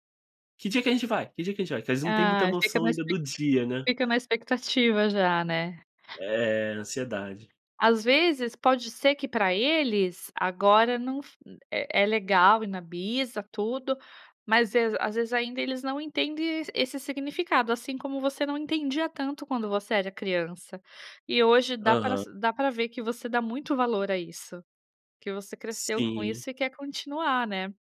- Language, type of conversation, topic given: Portuguese, podcast, O que um almoço de domingo representa para a sua família?
- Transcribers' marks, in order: none